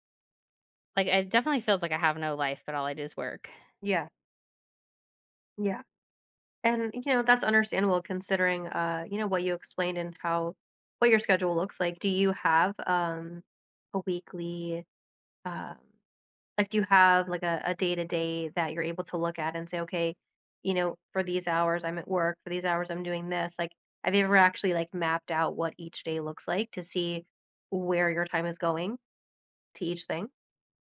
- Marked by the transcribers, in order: none
- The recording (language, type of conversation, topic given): English, advice, How can I manage stress from daily responsibilities?